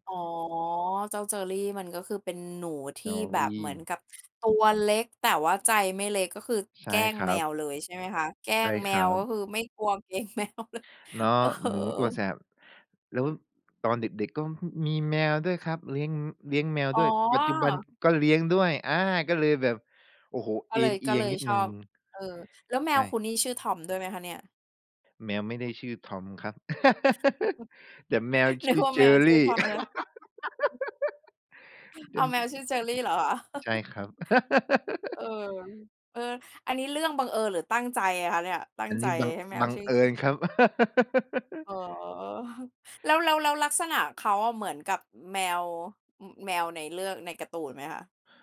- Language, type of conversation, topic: Thai, podcast, ตอนเด็กๆ คุณดูการ์ตูนเรื่องไหนที่ยังจำได้แม่นที่สุด?
- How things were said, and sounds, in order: laughing while speaking: "เกรงแมวเลย เออ"; chuckle; laugh; other background noise; laugh; chuckle; laugh; laugh; chuckle